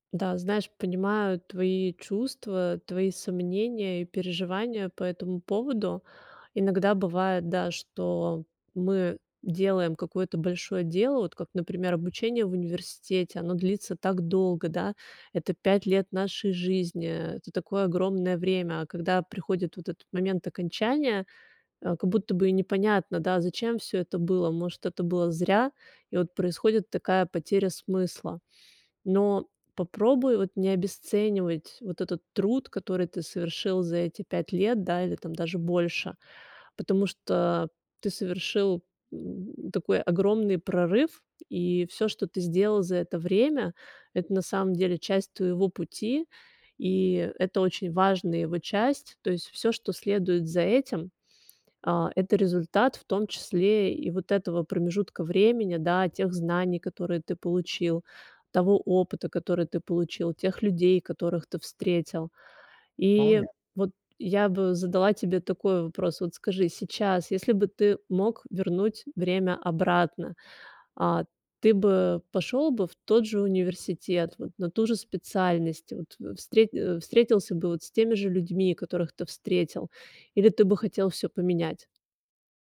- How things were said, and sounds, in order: other background noise; tapping; background speech
- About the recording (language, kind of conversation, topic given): Russian, advice, Как справиться с выгоранием и потерей смысла после череды достигнутых целей?